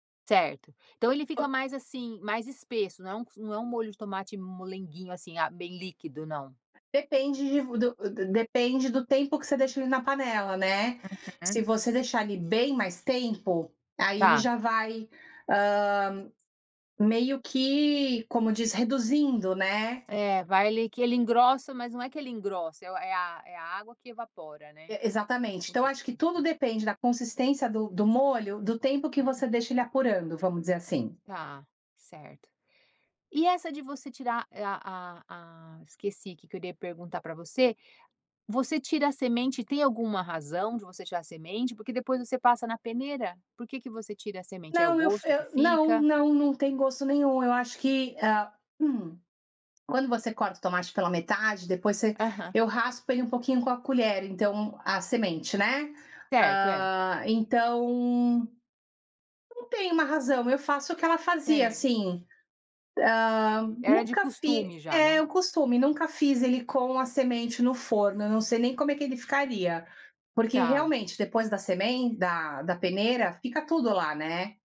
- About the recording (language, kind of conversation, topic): Portuguese, podcast, Você pode me contar sobre uma receita que passou de geração em geração na sua família?
- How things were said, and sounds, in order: tapping; other background noise; unintelligible speech